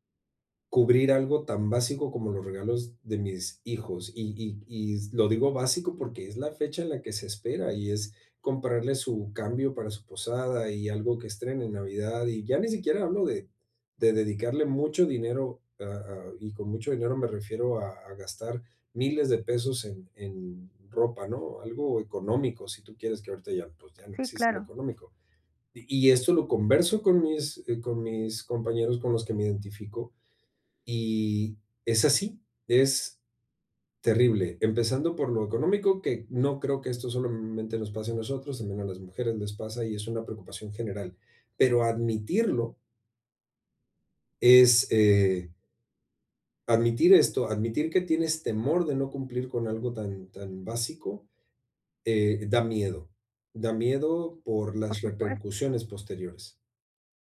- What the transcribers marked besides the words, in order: tapping
- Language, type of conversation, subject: Spanish, advice, ¿Cómo puedo pedir apoyo emocional sin sentirme débil?